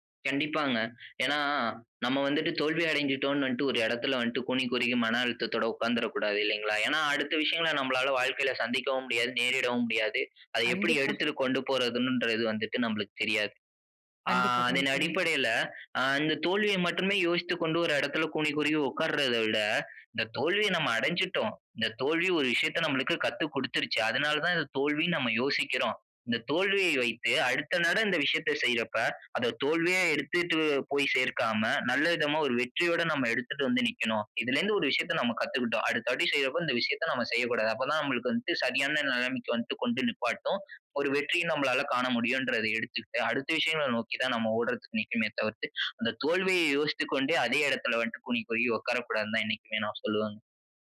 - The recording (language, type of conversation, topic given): Tamil, podcast, சிறிய தோல்விகள் உன்னை எப்படி மாற்றின?
- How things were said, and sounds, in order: none